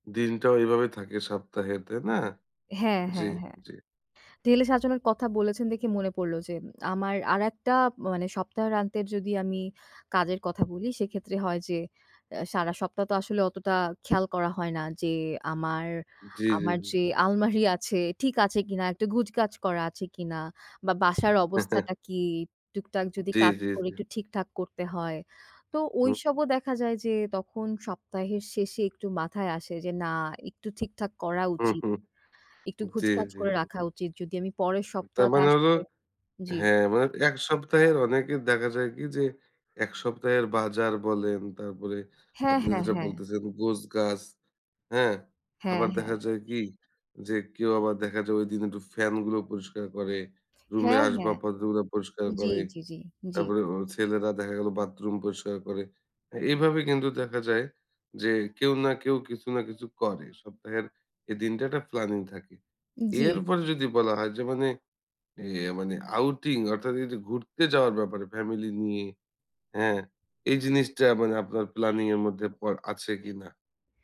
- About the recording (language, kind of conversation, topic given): Bengali, podcast, সপ্তাহান্তটা কাটানোর তোমার সবচেয়ে প্রিয় উপায় কী?
- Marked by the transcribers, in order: other background noise; tapping; chuckle